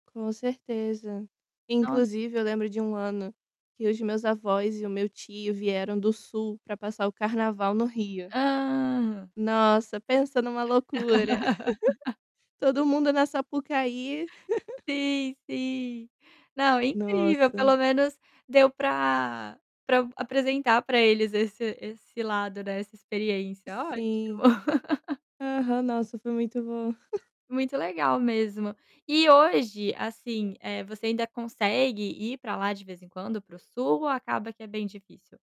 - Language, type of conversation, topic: Portuguese, podcast, Qual canção te lembra seus avós?
- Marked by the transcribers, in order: tapping; laugh; chuckle; chuckle; laugh; other background noise; chuckle